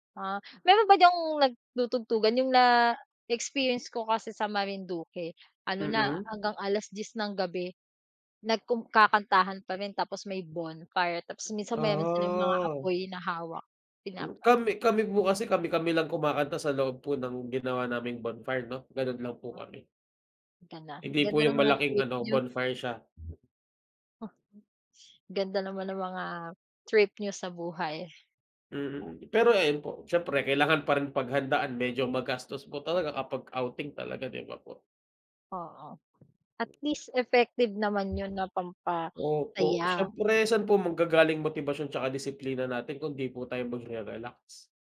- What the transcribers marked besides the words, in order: tapping; other background noise
- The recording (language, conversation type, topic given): Filipino, unstructured, Ano ang paborito mong paraan para makapagpahinga at makapagpanibagong-lakas?